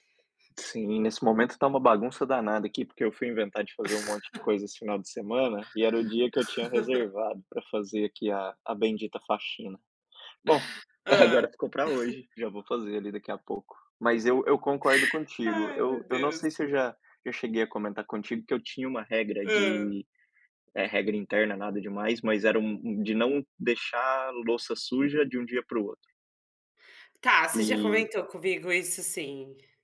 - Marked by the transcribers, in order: tapping; chuckle; laugh; laughing while speaking: "agora"; chuckle; laughing while speaking: "Ai, meu Deus!"; other background noise
- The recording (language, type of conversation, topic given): Portuguese, unstructured, Como você lida com o estresse no dia a dia?